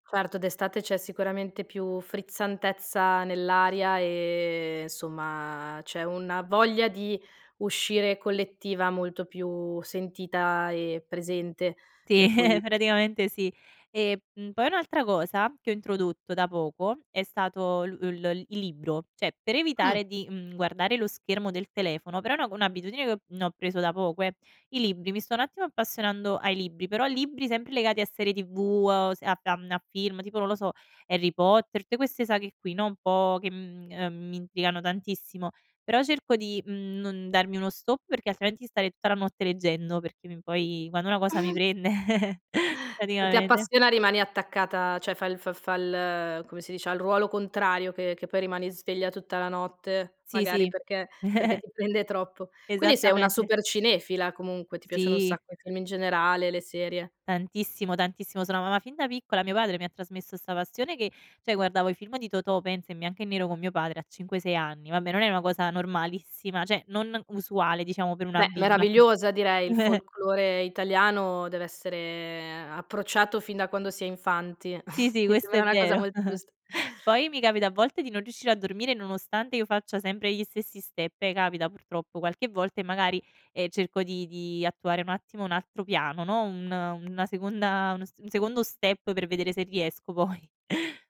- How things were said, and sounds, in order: "Sì" said as "tì"; chuckle; other background noise; "cioè" said as "ceh"; other noise; chuckle; "praticamente" said as "praticamede"; "cioè" said as "ceh"; chuckle; tapping; "cioè" said as "ceh"; "cioè" said as "ceh"; chuckle; chuckle; in English: "step"; in English: "step"; laughing while speaking: "poi"
- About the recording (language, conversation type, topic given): Italian, podcast, Quali abitudini serali ti aiutano a dormire meglio?